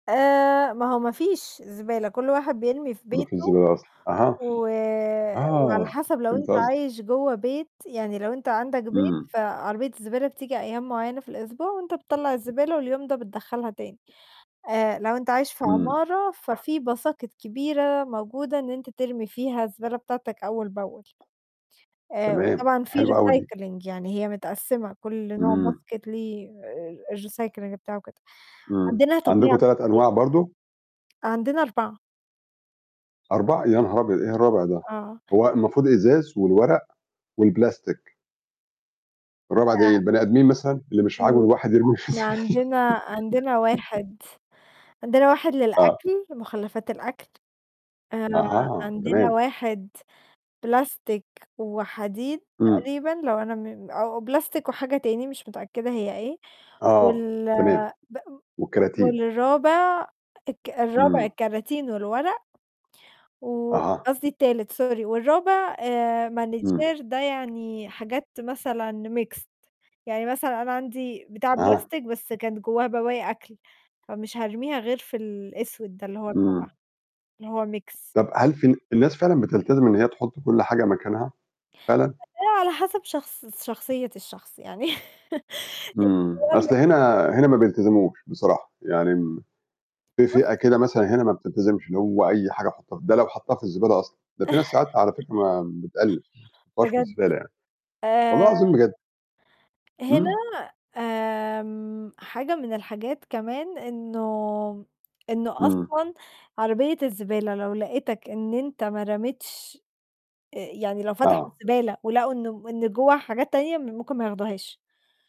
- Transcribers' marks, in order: other background noise; in English: "باساكِت"; tapping; in English: "recycling"; in English: "باسكيت"; in English: "الrecycling"; distorted speech; laughing while speaking: "يرميه في الزبالة"; chuckle; in English: "manager"; in English: "mixed"; in English: "mix"; unintelligible speech; laughing while speaking: "يعني"; unintelligible speech; chuckle
- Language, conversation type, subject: Arabic, unstructured, إزاي نقدر نقلل التلوث في مدينتنا بشكل فعّال؟